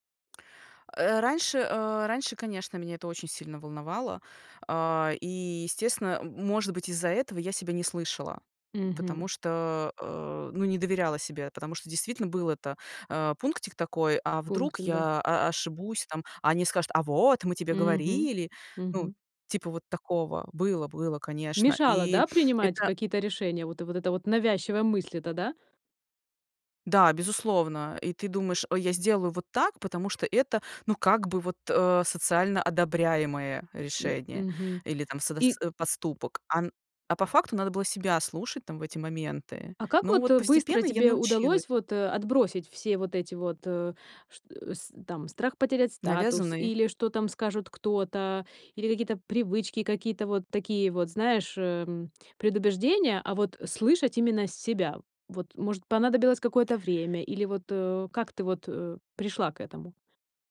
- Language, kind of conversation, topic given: Russian, podcast, Как научиться доверять себе при важных решениях?
- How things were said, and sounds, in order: tapping